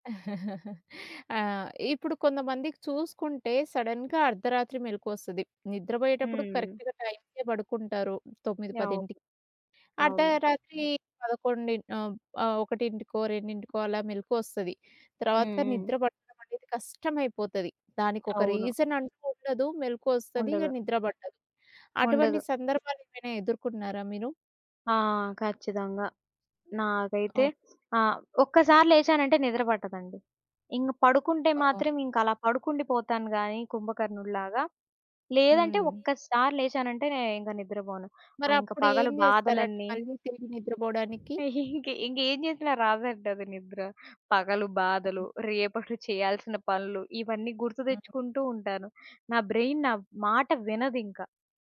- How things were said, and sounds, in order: chuckle; in English: "సడన్‌గా"; in English: "కరెక్ట్‌గా"; in English: "రీజన్"; giggle; other background noise; in English: "బ్రెయిన్"
- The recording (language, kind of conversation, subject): Telugu, podcast, రాత్రి మంచి నిద్ర కోసం మీరు పాటించే నిద్రకు ముందు అలవాట్లు ఏమిటి?